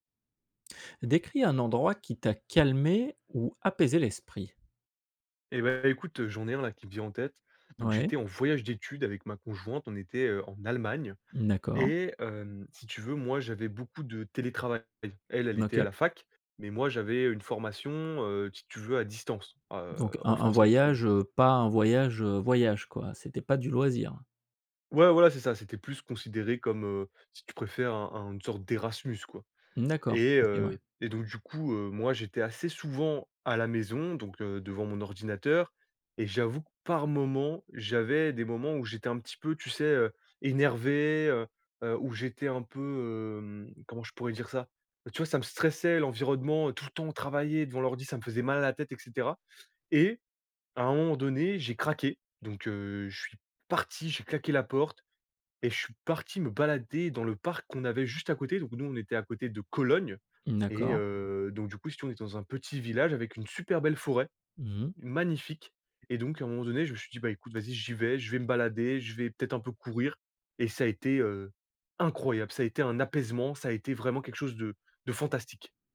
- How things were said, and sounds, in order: other background noise; stressed: "énervé"; stressed: "tout le temps"; stressed: "craqué"; stressed: "parti"; stressed: "Cologne"; stressed: "incroyable"
- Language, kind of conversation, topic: French, podcast, Quel est l’endroit qui t’a calmé et apaisé l’esprit ?
- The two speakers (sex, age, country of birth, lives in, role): male, 20-24, France, France, guest; male, 45-49, France, France, host